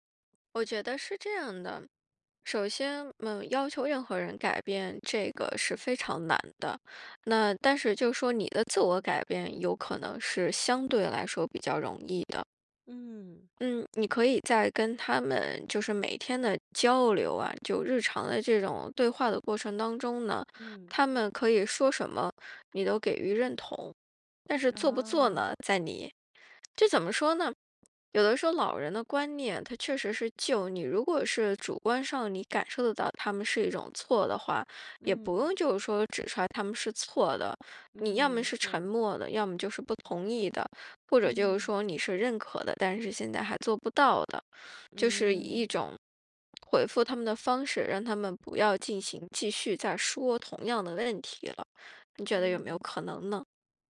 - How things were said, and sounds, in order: other background noise
- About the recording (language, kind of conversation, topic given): Chinese, advice, 当父母反复批评你的养育方式或生活方式时，你该如何应对这种受挫和疲惫的感觉？